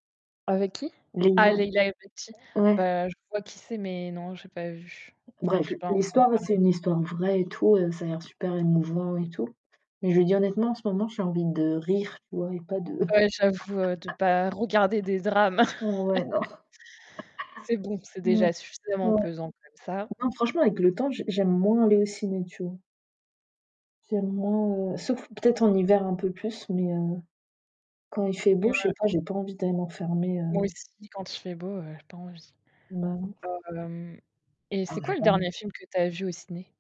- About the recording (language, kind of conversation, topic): French, unstructured, Quels critères prenez-vous en compte pour choisir un film à regarder ?
- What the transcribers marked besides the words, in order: distorted speech; other noise; other background noise; laugh; chuckle; tapping